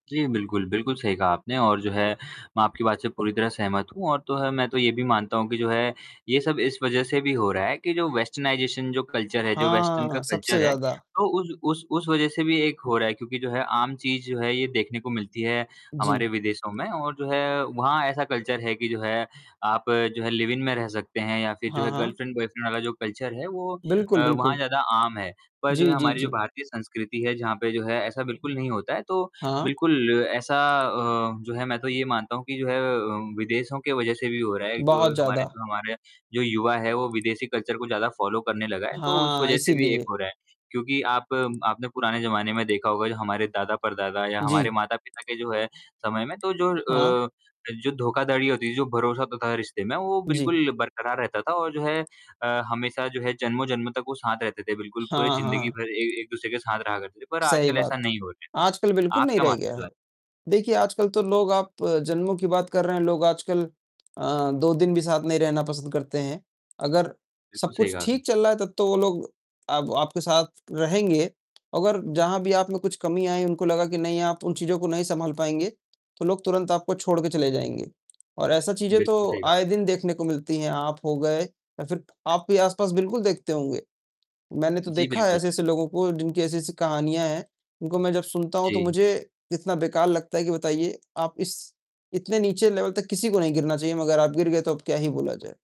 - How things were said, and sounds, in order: in English: "वेस्टर्नाइज़ेशन"; in English: "कल्चर"; distorted speech; in English: "वेस्टर्न"; in English: "कल्चर"; in English: "कल्चर"; in English: "लिव-इन"; in English: "गर्लफ़्रेंड बॉयफ़्रेंड"; in English: "कल्चर"; in English: "कल्चर"; in English: "फॉलो"; tapping; in English: "लेवल"
- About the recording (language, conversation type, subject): Hindi, unstructured, प्यार में भरोसा टूट जाए तो क्या रिश्ते को बचाया जा सकता है?